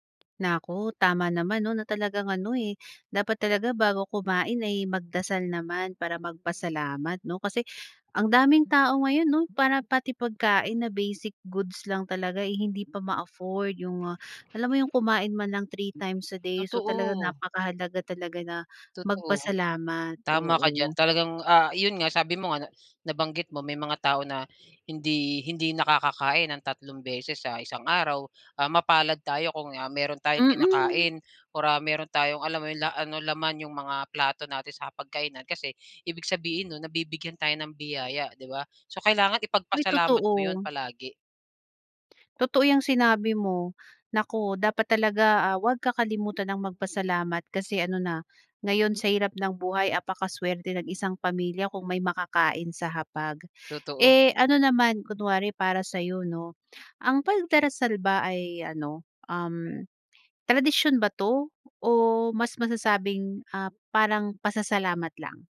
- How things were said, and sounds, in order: other background noise; tapping
- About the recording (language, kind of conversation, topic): Filipino, podcast, Ano ang kahalagahan sa inyo ng pagdarasal bago kumain?